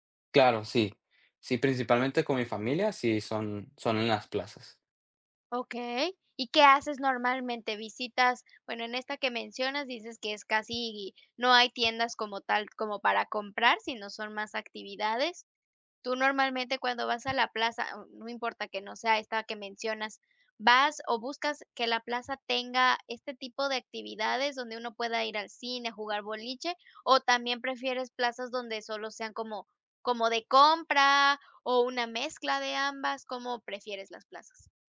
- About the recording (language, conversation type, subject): Spanish, podcast, ¿Qué papel cumplen los bares y las plazas en la convivencia?
- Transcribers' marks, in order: none